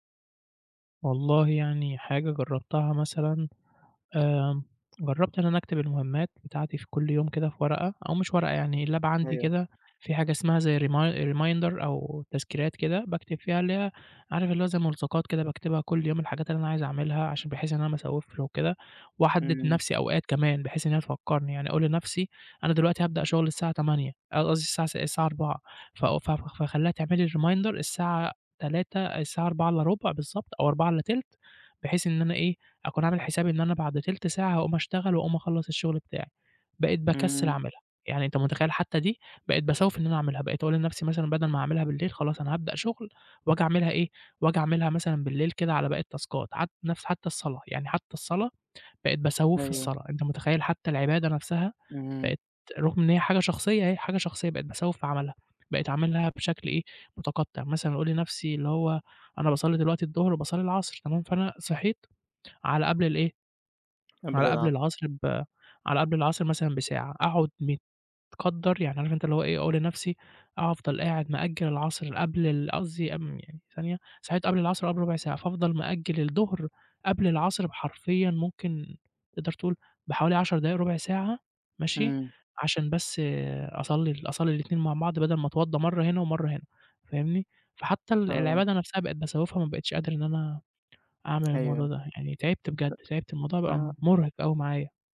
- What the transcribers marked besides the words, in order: in English: "اللاب"; in English: "remi reminder"; in English: "reminder"; in English: "التاسكات"; tapping
- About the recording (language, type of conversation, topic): Arabic, advice, إزاي بتتعامل مع التسويف وتأجيل الحاجات المهمة؟